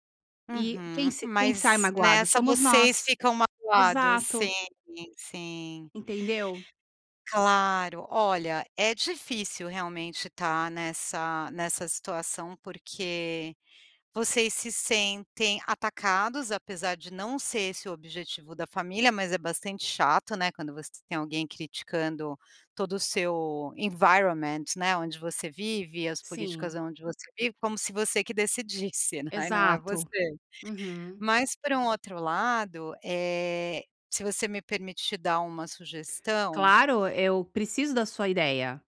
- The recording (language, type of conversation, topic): Portuguese, advice, Como posso estabelecer limites claros para interromper padrões familiares prejudiciais e repetitivos?
- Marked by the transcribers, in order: in English: "environment"; other background noise